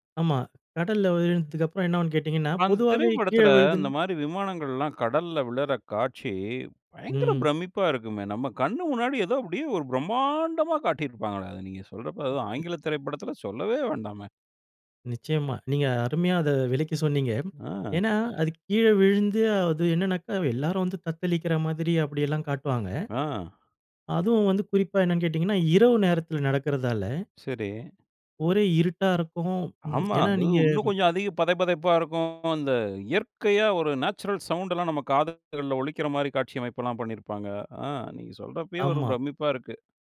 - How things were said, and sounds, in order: put-on voice: "அந்த திரைப்படத்துல இந்த மாரி விமானங்கள்லாம் … திரைப்படத்துல சொல்லவே வேண்டாமே"; drawn out: "பிரம்மாண்டமா"; other background noise; tsk; other noise; surprised: "ஆ நீங்க சொல்றப்பயே ஒரு பிரமிப்பா இருக்கு"
- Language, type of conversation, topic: Tamil, podcast, ஒரு திரைப்படம் உங்களின் கவனத்தை ஈர்த்ததற்கு காரணம் என்ன?